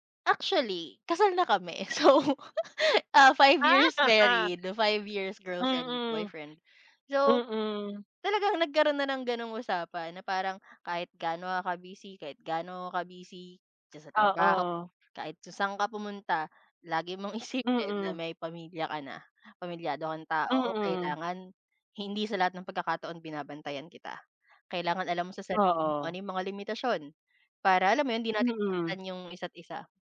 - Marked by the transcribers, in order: laugh; laugh
- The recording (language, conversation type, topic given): Filipino, unstructured, Paano mo haharapin ang takot na masaktan kapag nagmahal ka nang malalim?